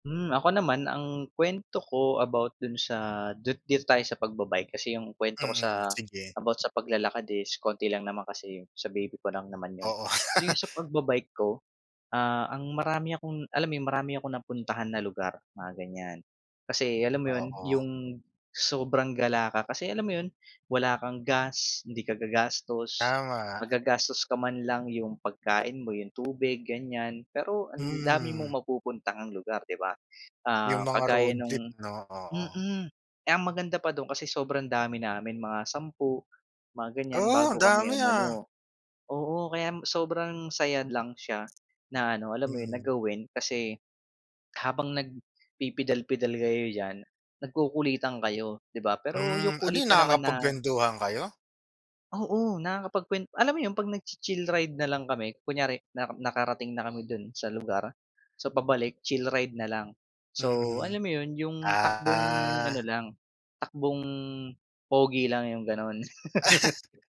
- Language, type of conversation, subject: Filipino, unstructured, Ano ang paborito mong aktibidad sa labas na nagpapasaya sa iyo?
- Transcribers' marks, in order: laugh; laugh; laugh